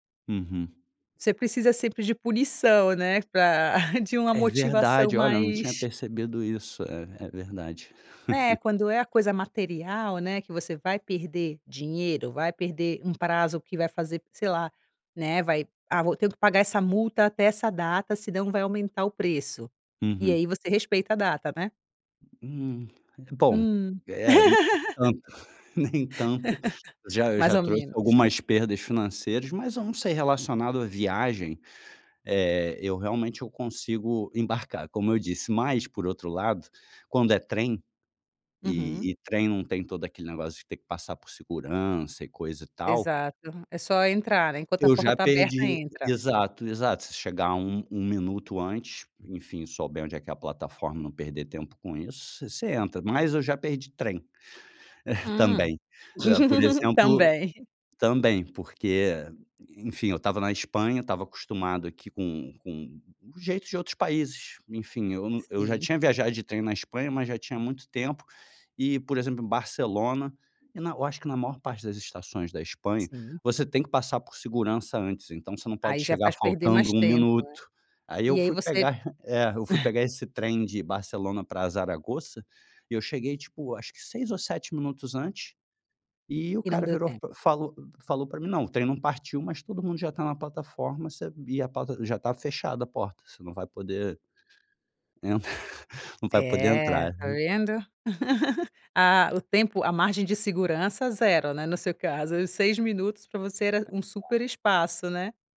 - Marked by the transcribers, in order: chuckle; chuckle; giggle; giggle; tapping; chuckle; laughing while speaking: "entrar"; giggle
- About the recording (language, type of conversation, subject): Portuguese, advice, Por que estou sempre atrasado para compromissos importantes?